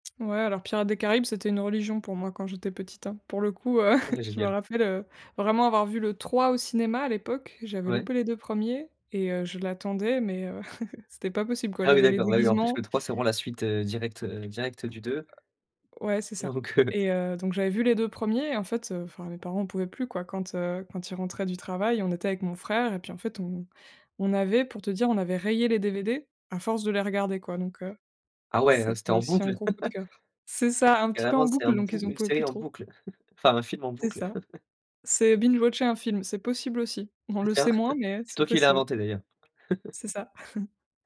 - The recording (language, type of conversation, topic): French, podcast, Comment choisis-tu ce que tu regardes sur une plateforme de streaming ?
- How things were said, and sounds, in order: chuckle; chuckle; laughing while speaking: "donc, heu"; chuckle; chuckle; in English: "binge-watcher"; chuckle